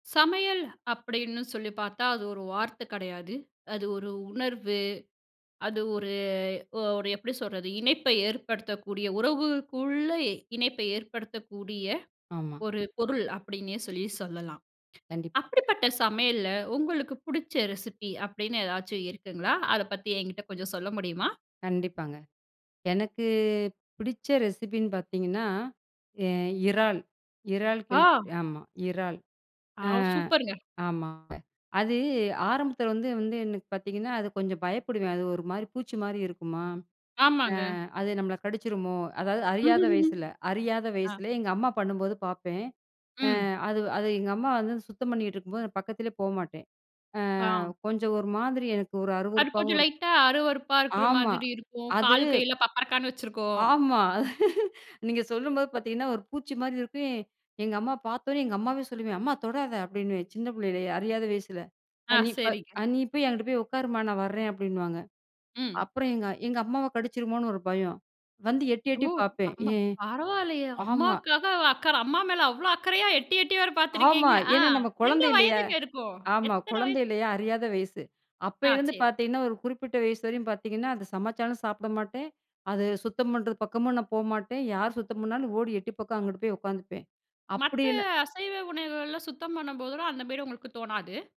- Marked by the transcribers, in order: tapping; in English: "ரெசிபி"; in English: "ரெசிபின்னு"; other background noise; laugh; in English: "லைட்டா"; laugh
- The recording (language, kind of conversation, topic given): Tamil, podcast, சமையலில் உங்களுக்குப் பிடித்த சமையல் செய்முறை எது?